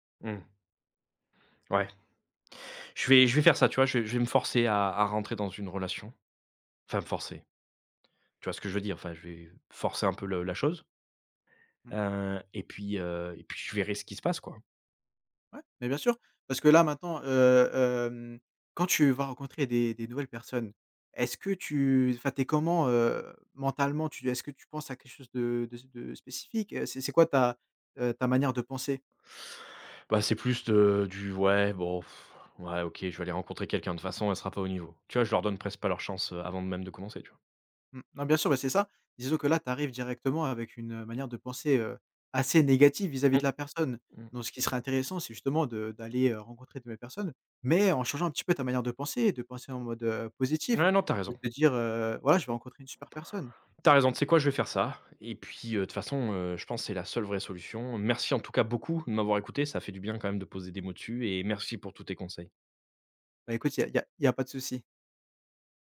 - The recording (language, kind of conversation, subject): French, advice, Comment as-tu vécu la solitude et le vide après la séparation ?
- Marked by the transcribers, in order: sigh